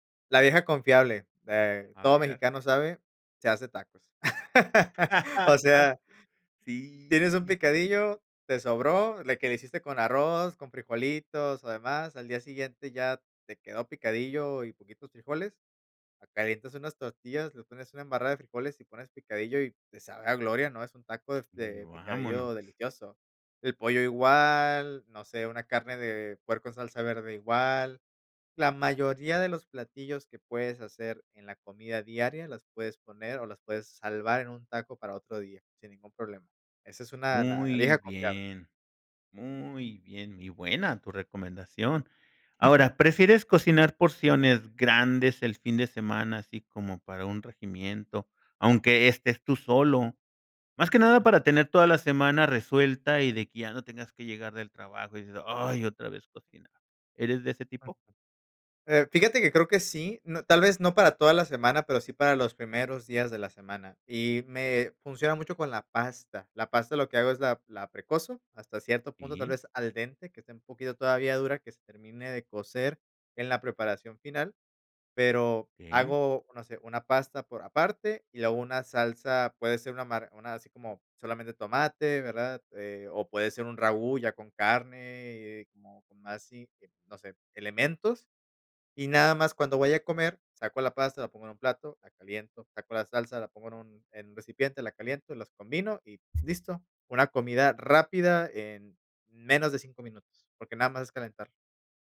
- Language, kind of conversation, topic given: Spanish, podcast, ¿Cómo cocinas cuando tienes poco tiempo y poco dinero?
- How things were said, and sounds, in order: laugh; chuckle; tapping